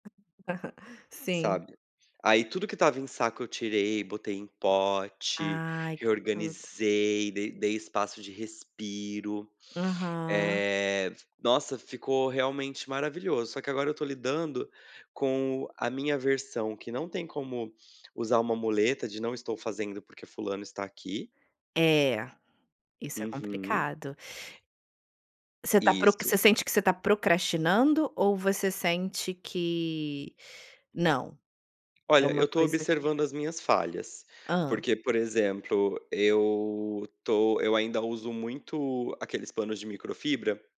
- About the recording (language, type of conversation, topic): Portuguese, advice, Como posso lidar com a sensação de estar sobrecarregado com as tarefas domésticas e a divisão de responsabilidades?
- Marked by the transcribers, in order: tapping